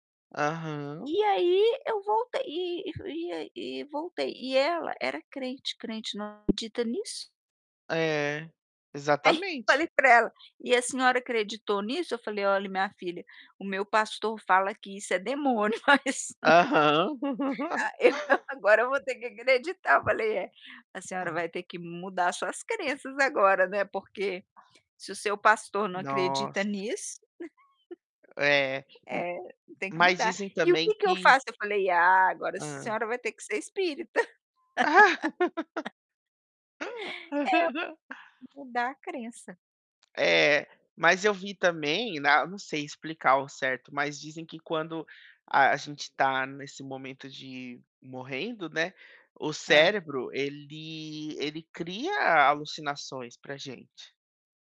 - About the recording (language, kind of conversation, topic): Portuguese, unstructured, Como você interpreta sinais que parecem surgir nos momentos em que mais precisa?
- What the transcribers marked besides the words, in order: tapping; distorted speech; laughing while speaking: "Aí, falei para ela"; laugh; laughing while speaking: "mas, aí eu agora eu vou ter que acreditar"; other background noise; laugh; laugh